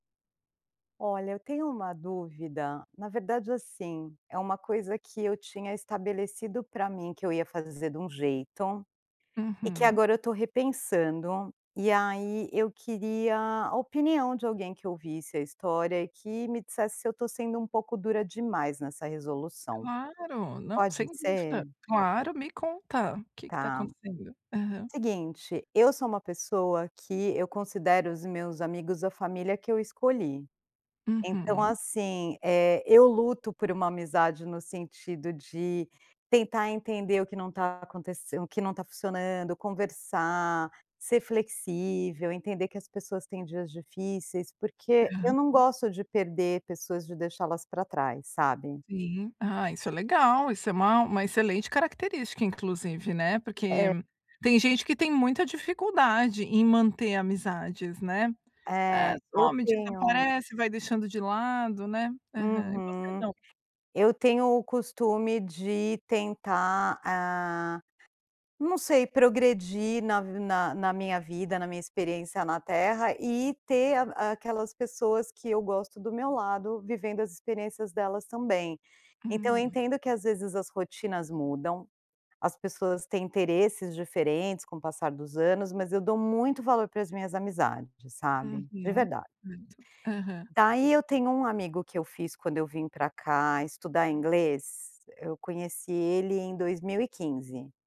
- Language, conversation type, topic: Portuguese, advice, Como posso manter contato com alguém sem parecer insistente ou invasivo?
- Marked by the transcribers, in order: none